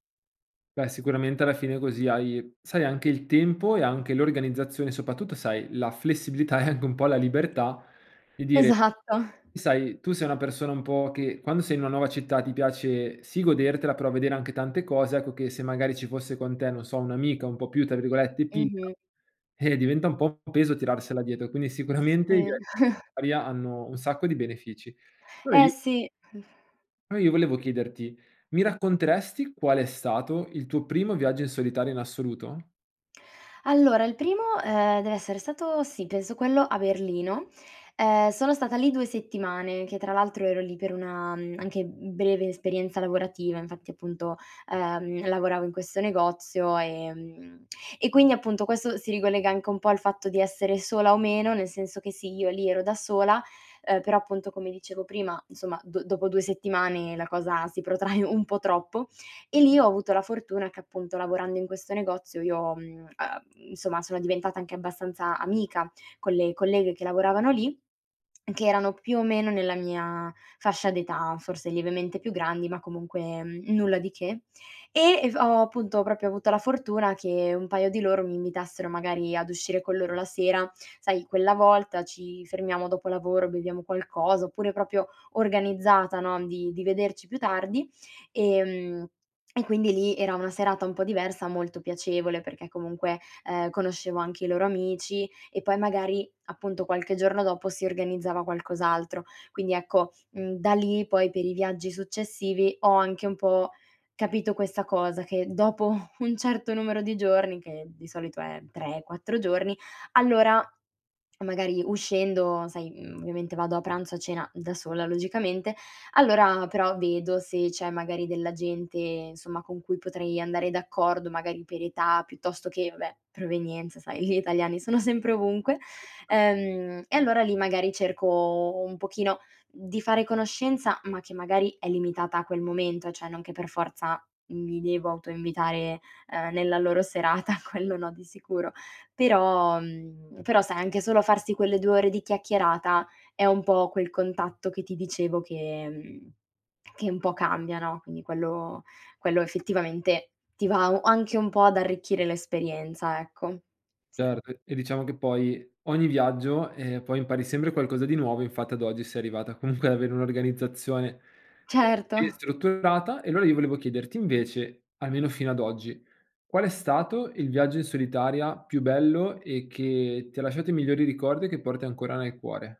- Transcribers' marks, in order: other background noise; laughing while speaking: "e"; chuckle; "Allora" said as "alora"; lip smack; laughing while speaking: "protrae"; "proprio" said as "propio"; "proprio" said as "propio"; laughing while speaking: "dopo"; "vabbè" said as "vabè"; background speech; laughing while speaking: "sempre ovunque"; "cioè" said as "ceh"; laughing while speaking: "serata"; laughing while speaking: "comunque"
- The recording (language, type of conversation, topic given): Italian, podcast, Come ti prepari prima di un viaggio in solitaria?